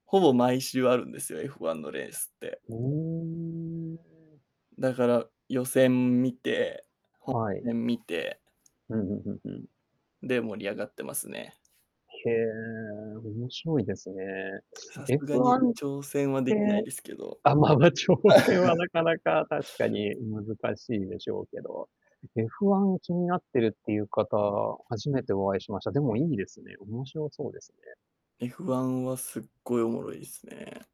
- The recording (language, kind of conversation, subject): Japanese, unstructured, 好きなスポーツは何ですか？なぜそれが好きですか？
- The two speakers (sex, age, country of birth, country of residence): male, 20-24, Japan, Japan; male, 40-44, Japan, Japan
- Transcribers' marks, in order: unintelligible speech; static; drawn out: "おお"; distorted speech; laughing while speaking: "あ、ま ま、挑戦はなかなか"; laugh